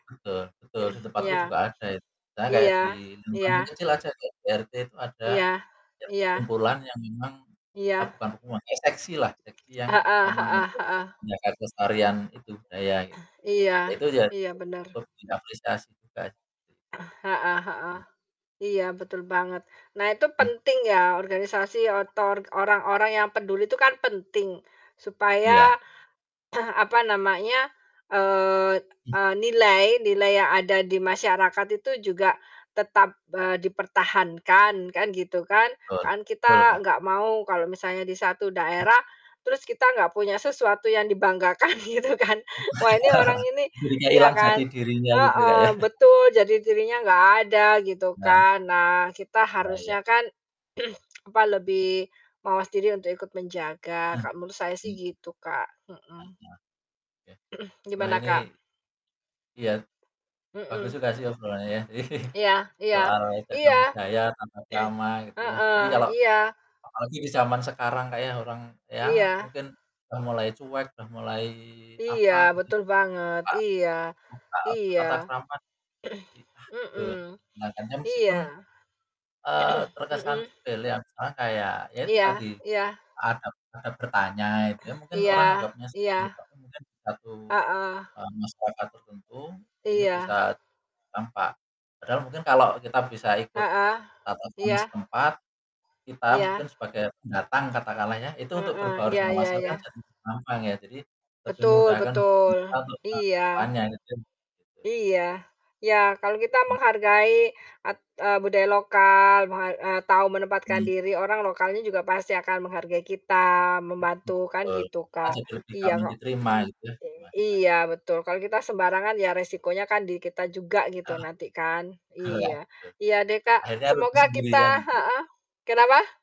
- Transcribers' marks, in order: static; throat clearing; distorted speech; other background noise; throat clearing; throat clearing; other noise; throat clearing; laughing while speaking: "dibanggakan"; laugh; chuckle; throat clearing; unintelligible speech; throat clearing; chuckle; throat clearing; throat clearing; throat clearing; unintelligible speech; throat clearing
- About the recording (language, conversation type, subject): Indonesian, unstructured, Bisakah kamu memaklumi orang yang tidak menghargai budaya lokal?